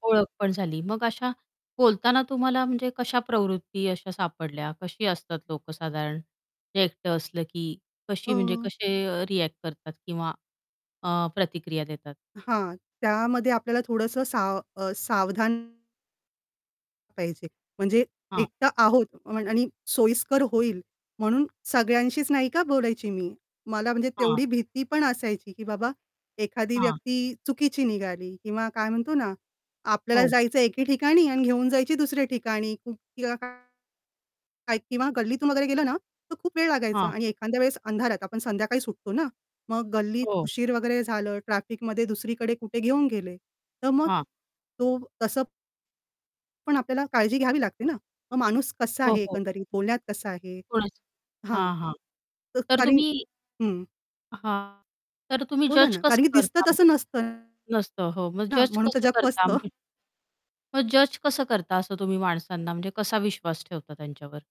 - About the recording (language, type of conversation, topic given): Marathi, podcast, एकटी असलेली व्यक्ती दिसल्यास तिच्याशी बोलायला सुरुवात कशी कराल, एखादं उदाहरण देऊ शकाल का?
- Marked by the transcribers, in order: distorted speech; tapping; static; other background noise; chuckle; unintelligible speech